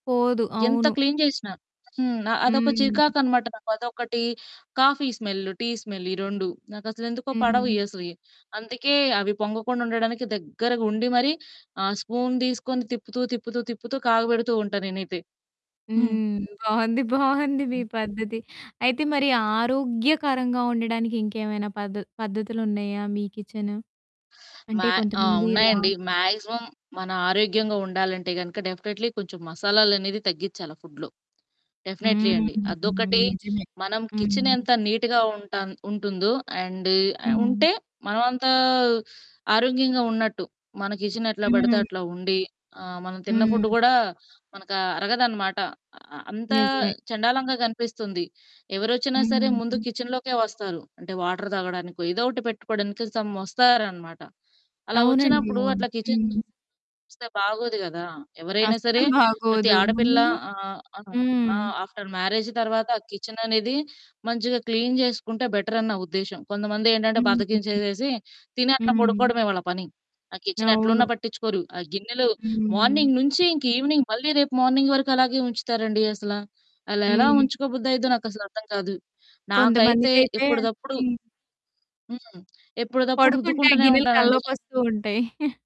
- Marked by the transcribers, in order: in English: "క్లీన్"; other background noise; in English: "స్పూన్"; laughing while speaking: "బావుంది బావుంది"; in English: "మాక్సిమం"; in English: "డెఫినెట్లీ"; in English: "ఫుడ్‌లో. డెఫినెట్లీ"; drawn out: "హ్మ్"; in English: "నీట్‌గా"; in English: "కిచెన్"; in English: "ఫుడ్"; in English: "కిచెన్‌లోకే"; in English: "వాటర్"; in English: "సమ్"; in English: "కిచెన్"; distorted speech; in English: "ఆఫ్టర్"; static; in English: "క్లీన్"; in English: "మార్నింగ్"; in English: "ఈవెనింగ్"; in English: "మార్నింగ్"; giggle
- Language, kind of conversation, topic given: Telugu, podcast, ఆరోగ్యాన్ని కాపాడుకుంటూ వంటగదిని ఎలా సవ్యంగా ఏర్పాటు చేసుకోవాలి?